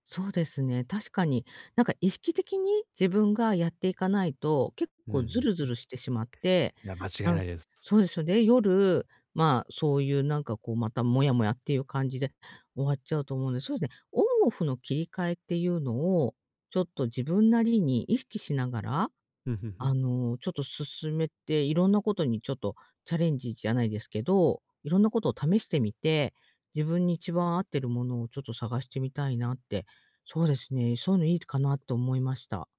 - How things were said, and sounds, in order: none
- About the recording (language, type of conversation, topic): Japanese, advice, 睡眠の質を高めて朝にもっと元気に起きるには、どんな習慣を見直せばいいですか？